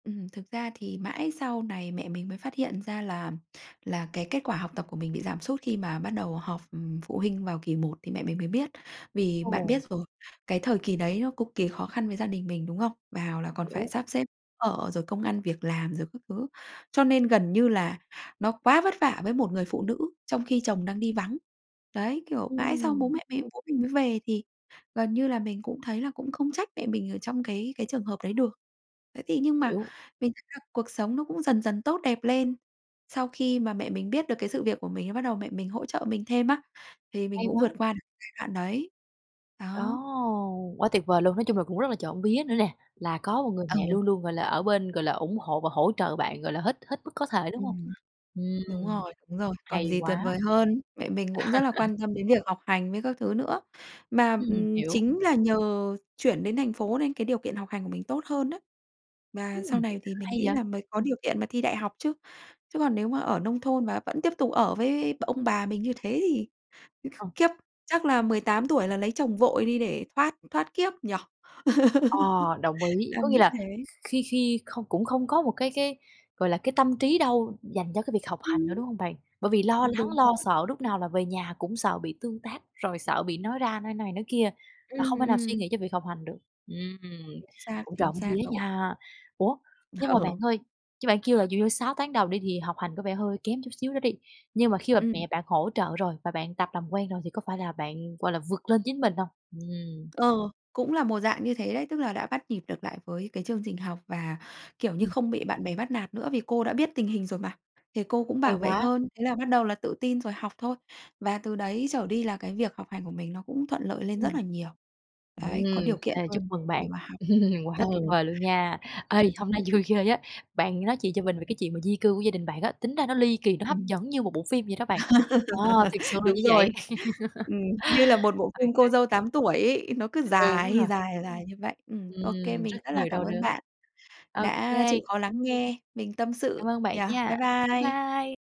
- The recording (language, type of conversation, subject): Vietnamese, podcast, Bạn có thể kể lại câu chuyện gia đình bạn đã di cư như thế nào không?
- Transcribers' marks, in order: other background noise; tapping; unintelligible speech; laugh; other noise; laugh; laughing while speaking: "Ừ"; laugh; laugh; laugh